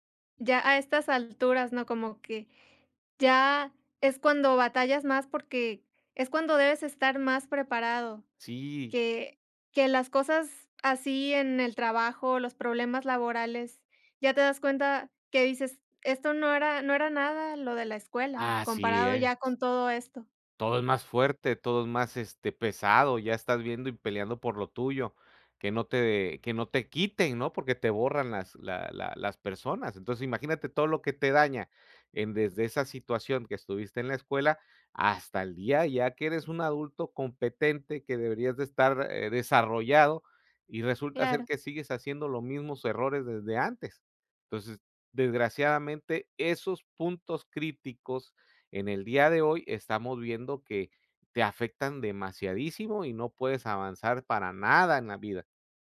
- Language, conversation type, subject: Spanish, unstructured, ¿Alguna vez has sentido que la escuela te hizo sentir menos por tus errores?
- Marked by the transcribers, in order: none